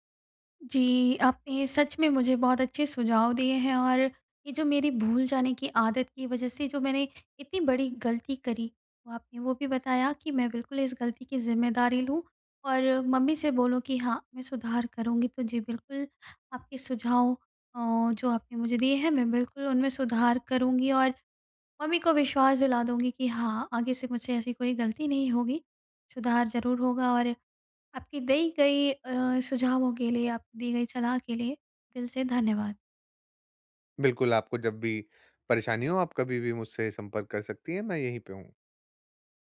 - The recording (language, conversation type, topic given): Hindi, advice, गलती की जिम्मेदारी लेकर माफी कैसे माँगूँ और सुधार कैसे करूँ?
- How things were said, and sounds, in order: "दी" said as "दाई"